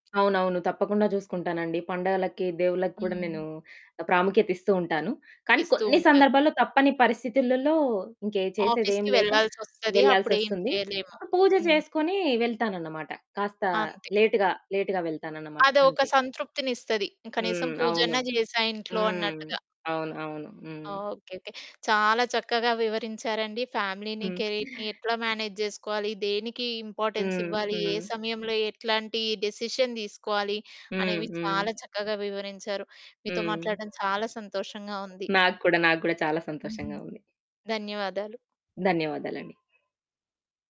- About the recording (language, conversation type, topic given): Telugu, podcast, కుటుంబం మరియు వృత్తి మధ్య సమతుల్యతను మీరు ఎలా నిర్ణయిస్తారు?
- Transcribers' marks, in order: other background noise; in English: "ఆఫీస్‌కి"; in English: "లేట్‌గా, లేట్‌గా"; in English: "ఫ్యామిలీని, కెరీర్‌ని"; in English: "మేనేజ్"; in English: "ఇంపార్టెన్స్"; in English: "డెసిషన్"; dog barking